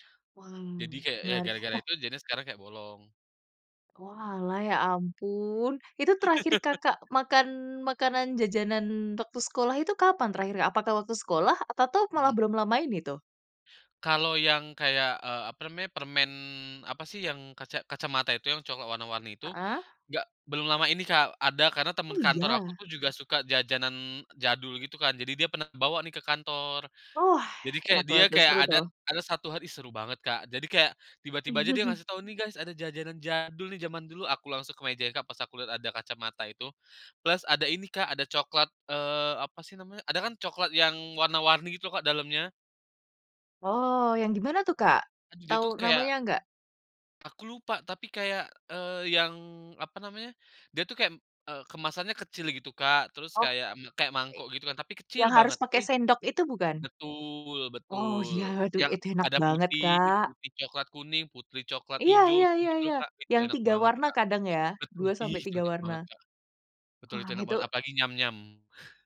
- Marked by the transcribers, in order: laugh; surprised: "Oh, iya?"; chuckle; in English: "guys"; unintelligible speech; stressed: "banget"
- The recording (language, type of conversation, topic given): Indonesian, podcast, Jajanan sekolah apa yang paling kamu rindukan sekarang?